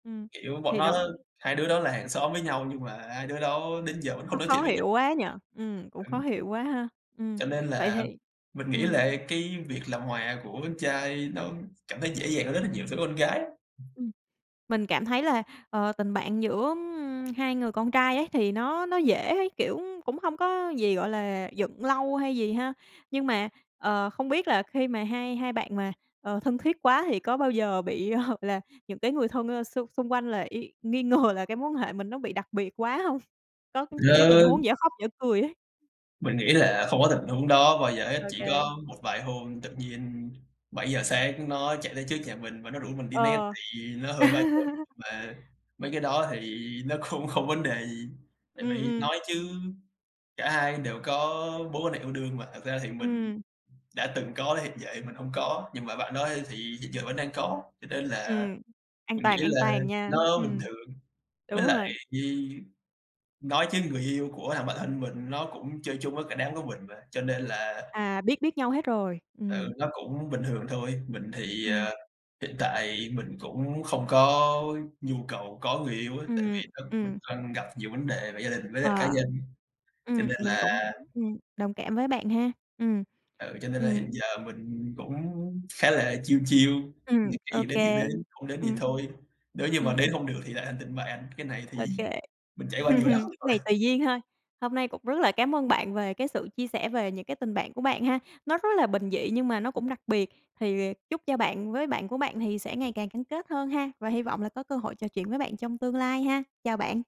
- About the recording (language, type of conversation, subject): Vietnamese, podcast, Bạn có kỷ niệm nào về một tình bạn đặc biệt không?
- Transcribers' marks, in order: tapping; other background noise; laughing while speaking: "hợp"; laughing while speaking: "ngờ"; laugh; laughing while speaking: "nó cũng"; in English: "chill chill"; laugh; laughing while speaking: "nhiều lắm rồi"